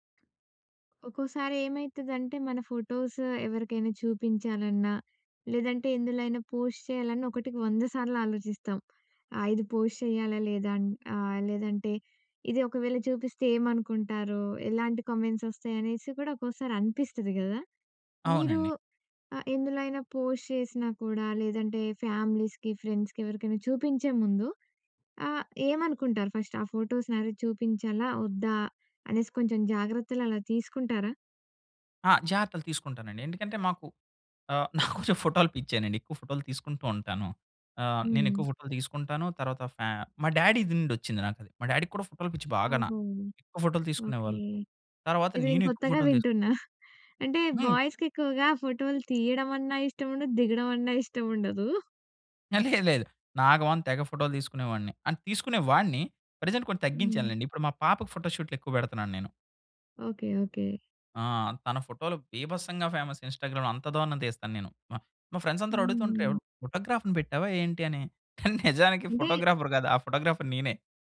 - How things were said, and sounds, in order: in English: "పోస్ట్"; in English: "పోస్ట్"; in English: "కామెంట్స్"; in English: "పోస్ట్"; in English: "ఫామిలీస్‌కి , ఫ్రెండ్స్‌కి"; in English: "ఫస్ట్?"; laughing while speaking: "నాకు కొంచెం ఫోటోలు పిచ్చేనండి"; in English: "డ్యాడీ‌ది"; in English: "డ్యాడీకి"; chuckle; in English: "బాయ్స్‌కి"; other background noise; in English: "అండ్"; in English: "ప్రజెంట్"; in English: "ఫేమస్ ఇన్‌స్టాగ్రామ్‌లో"; in English: "ఫ్రెండ్స్"; in English: "ఫోటోగ్రాఫ్‌ని"; laugh; in English: "ఫోటోగ్రాఫర్"; in English: "ఫోటోగ్రాఫర్"
- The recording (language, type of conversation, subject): Telugu, podcast, ఫోటోలు పంచుకునేటప్పుడు మీ నిర్ణయం ఎలా తీసుకుంటారు?